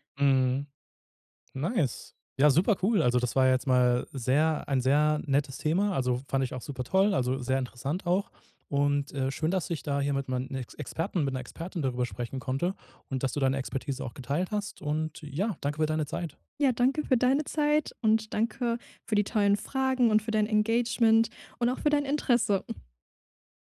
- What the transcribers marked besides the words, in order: in English: "Nice"; put-on voice: "Engagement"; chuckle
- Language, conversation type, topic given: German, podcast, Was war dein peinlichster Modefehltritt, und was hast du daraus gelernt?